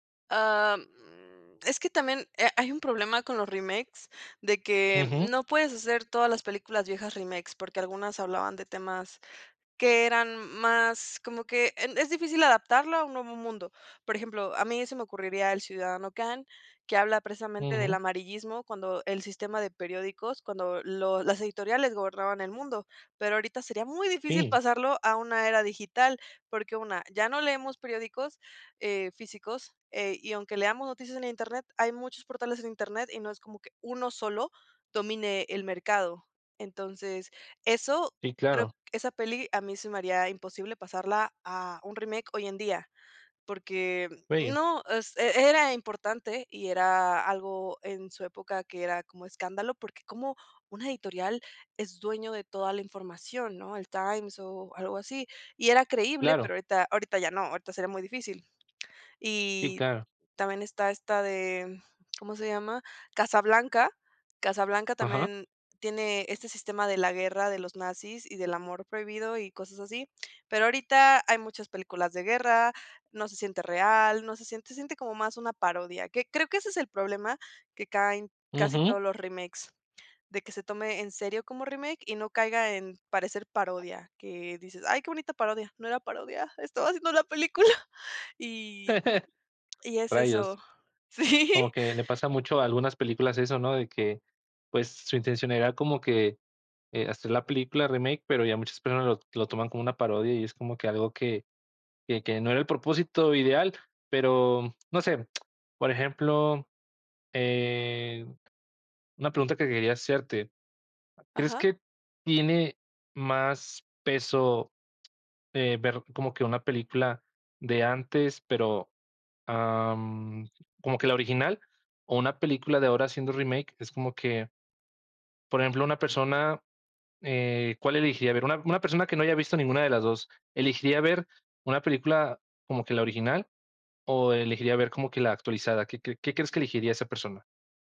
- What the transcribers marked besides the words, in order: other noise; laugh; laughing while speaking: "película"; laughing while speaking: "Sí"; tapping; tsk
- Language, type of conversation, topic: Spanish, podcast, ¿Por qué crees que amamos los remakes y reboots?